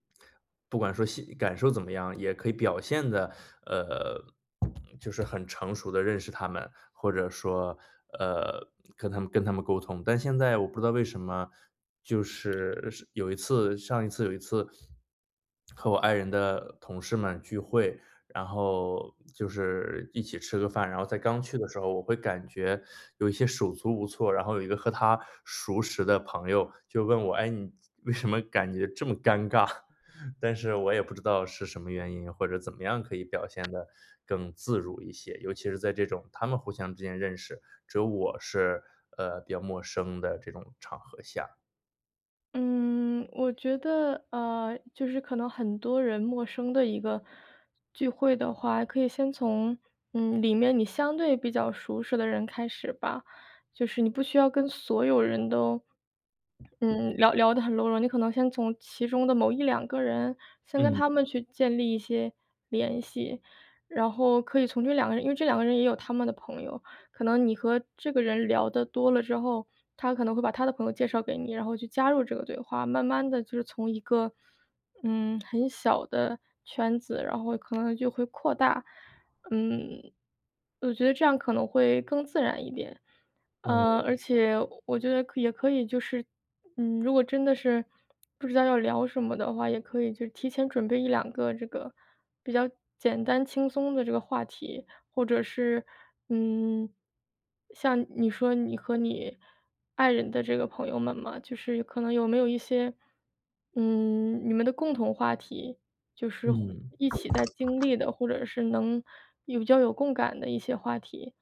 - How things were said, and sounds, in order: other background noise; laughing while speaking: "为什么"; chuckle
- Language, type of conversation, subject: Chinese, advice, 在聚会时觉得社交尴尬、不知道怎么自然聊天，我该怎么办？